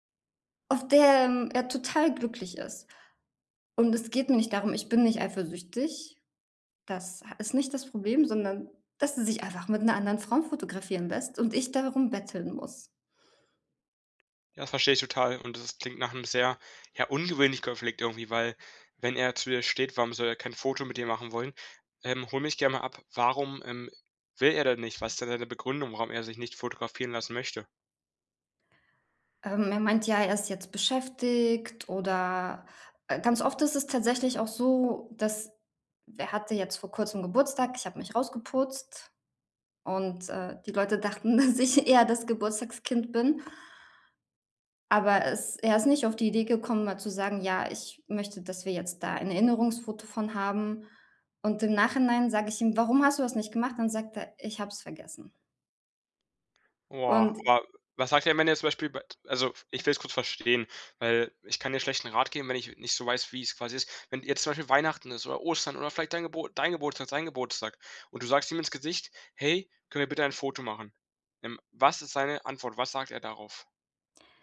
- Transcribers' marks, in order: laughing while speaking: "dass ich"; tapping
- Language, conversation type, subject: German, advice, Wie können wir wiederkehrende Streits über Kleinigkeiten endlich lösen?